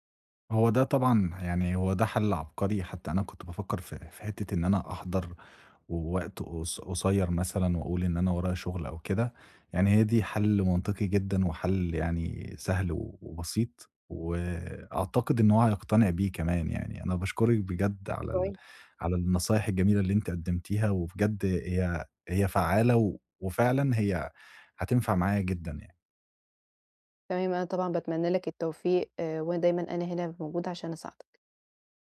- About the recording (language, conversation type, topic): Arabic, advice, إزاي أتعامل مع الإحساس بالإرهاق من المناسبات الاجتماعية؟
- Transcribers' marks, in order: none